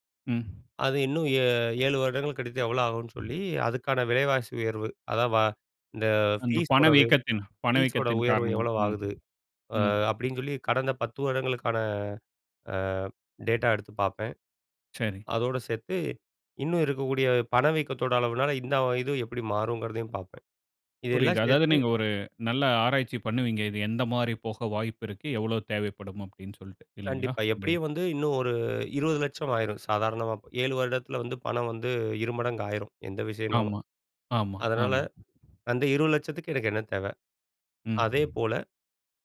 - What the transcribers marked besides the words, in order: other noise
- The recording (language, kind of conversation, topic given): Tamil, podcast, ஒரு நீண்டகால திட்டத்தை தொடர்ந்து செய்ய நீங்கள் உங்களை எப்படி ஊக்கமுடன் வைத்துக்கொள்வீர்கள்?